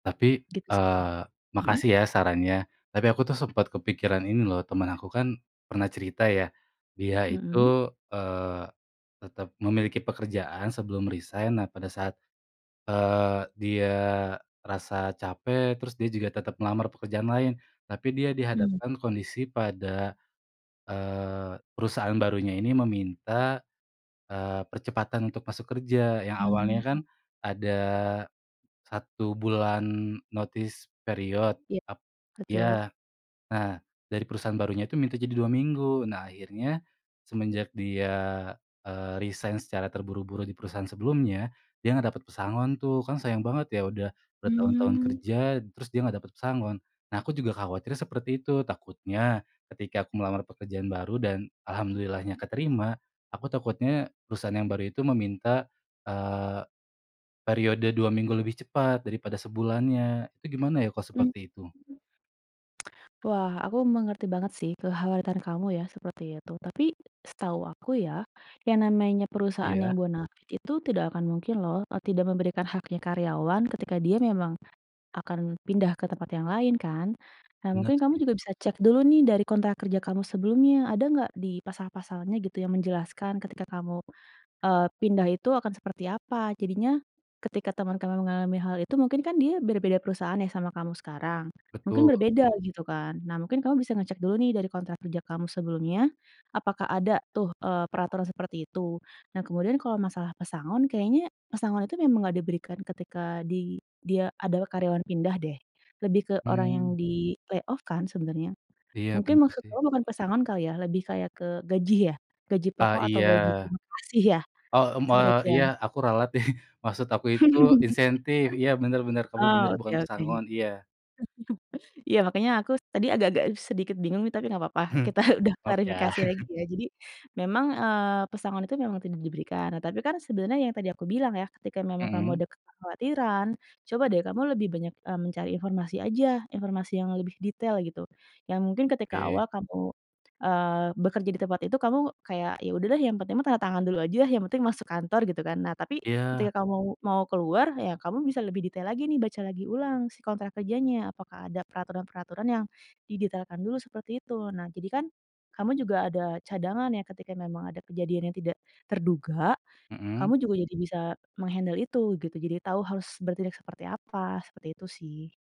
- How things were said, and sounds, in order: in English: "notice period"; tapping; in English: "di-layoff"; laughing while speaking: "deh"; chuckle; other background noise; chuckle; laughing while speaking: "kita"; chuckle; in English: "meng-handle"
- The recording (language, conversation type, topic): Indonesian, advice, Bagaimana cara mengatasi ketakutan melamar pekerjaan baru karena takut ditolak dan merasa gagal?
- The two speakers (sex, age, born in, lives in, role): female, 35-39, Indonesia, Indonesia, advisor; male, 25-29, Indonesia, Indonesia, user